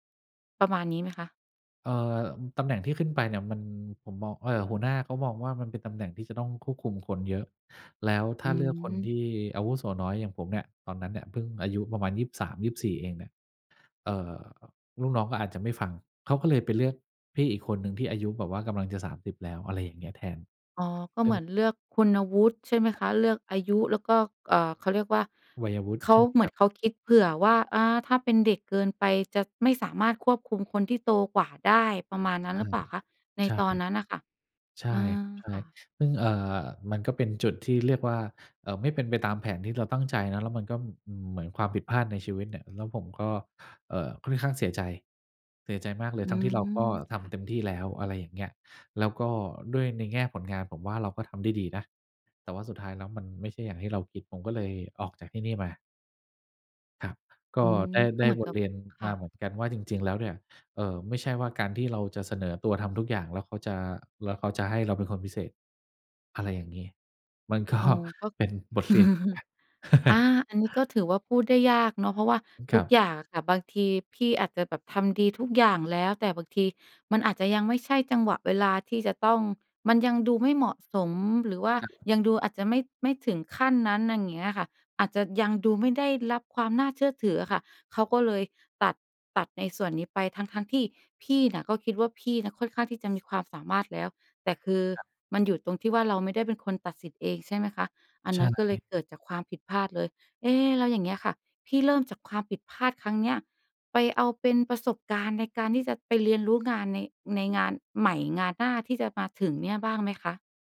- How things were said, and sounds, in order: chuckle; laughing while speaking: "ก็"; laughing while speaking: "เรียน"; chuckle; other background noise; "อย่าง" said as "หนั่ง"
- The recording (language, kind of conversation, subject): Thai, podcast, เล่าเหตุการณ์ที่คุณได้เรียนรู้จากความผิดพลาดให้ฟังหน่อยได้ไหม?